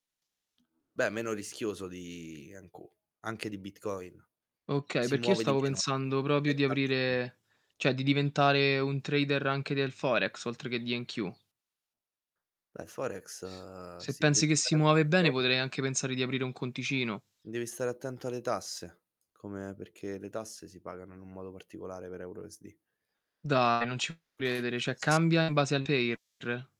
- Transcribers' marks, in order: static; tapping; in English: "NQ"; distorted speech; "proprio" said as "propio"; "cioè" said as "ceh"; in English: "NQ"; unintelligible speech; other background noise; "cioè" said as "ceh"; in English: "pair?"
- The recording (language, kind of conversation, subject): Italian, unstructured, Quali sogni ti fanno sentire più entusiasta?